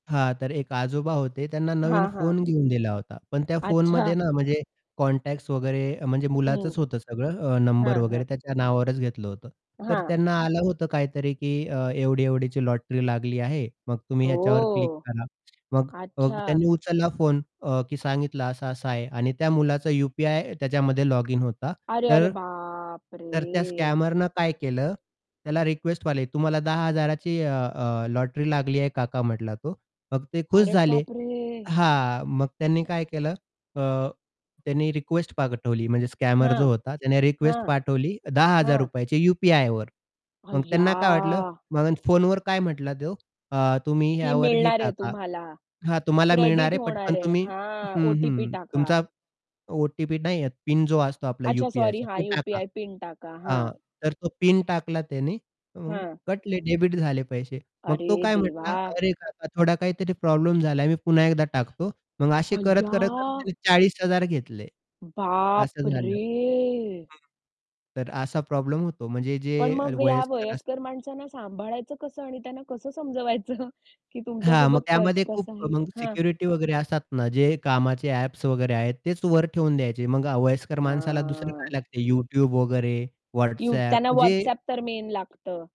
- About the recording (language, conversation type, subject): Marathi, podcast, तुम्ही तुमची डिजिटल गोपनीयता कशी राखता?
- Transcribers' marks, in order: distorted speech; in English: "कॉन्टॅक्ट्स"; drawn out: "हो"; other background noise; drawn out: "बापरे!"; in English: "स्कॅमरनं"; surprised: "अरे बापरे!"; in English: "स्कॅमर"; surprised: "अय्या"; surprised: "अय्या!"; surprised: "बापरे!"; laughing while speaking: "समजवायचं"; drawn out: "हां"; in English: "मेन"